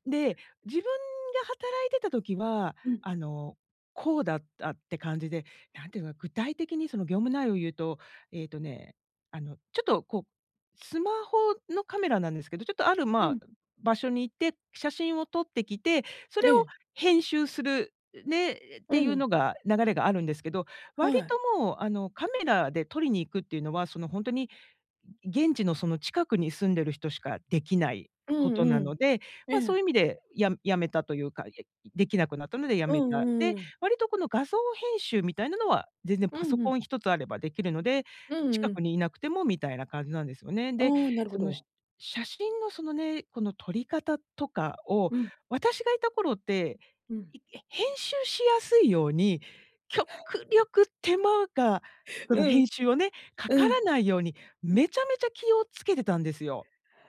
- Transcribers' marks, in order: laugh
- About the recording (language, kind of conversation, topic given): Japanese, advice, ストレスの原因について、変えられることと受け入れるべきことをどう判断すればよいですか？